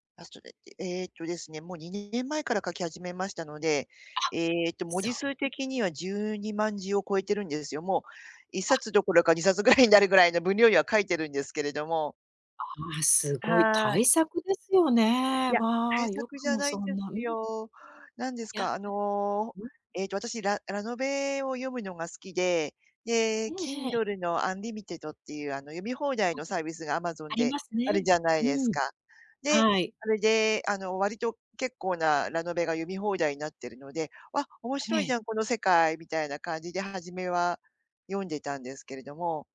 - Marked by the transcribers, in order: other background noise; laughing while speaking: "ぐらい"
- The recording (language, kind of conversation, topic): Japanese, advice, アイデアがまったく浮かばず手が止まっている